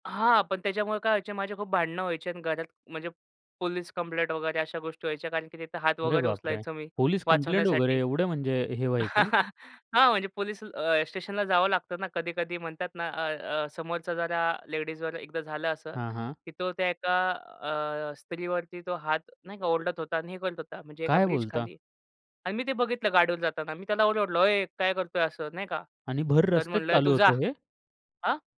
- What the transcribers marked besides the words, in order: chuckle; tapping
- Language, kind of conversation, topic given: Marathi, podcast, लोकांच्या अपेक्षा आणि स्वतःची ओळख यांच्यात संतुलन कसे साधावे?